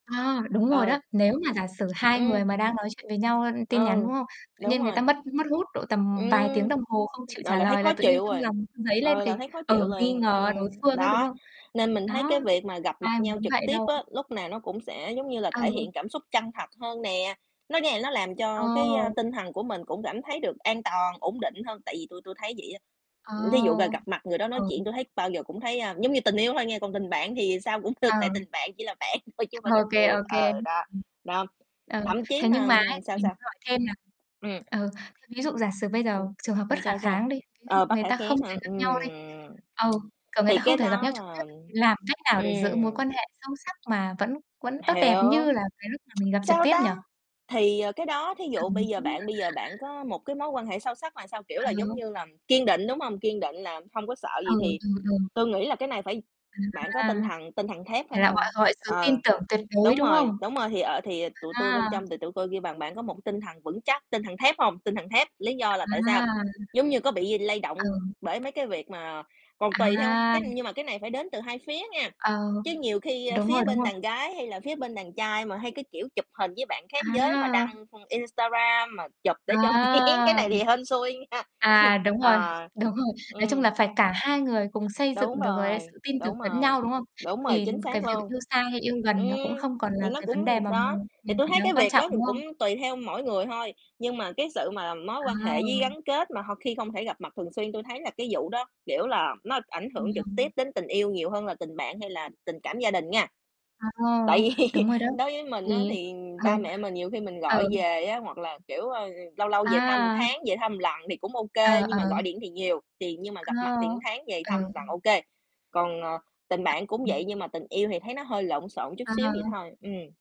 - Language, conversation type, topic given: Vietnamese, unstructured, Bạn nghĩ sao về việc mọi người ngày càng ít gặp nhau trực tiếp hơn?
- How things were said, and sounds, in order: other background noise; tapping; distorted speech; mechanical hum; laughing while speaking: "được"; laughing while speaking: "bạn thôi chứ"; laughing while speaking: "Ô"; "làm" said as "ừn"; unintelligible speech; unintelligible speech; drawn out: "À!"; laughing while speaking: "đúng rồi"; laugh; chuckle; unintelligible speech; laughing while speaking: "vì"; laughing while speaking: "ừ"; "một" said as "ừn"; "một" said as "ừn"; "một" said as "ừn"; unintelligible speech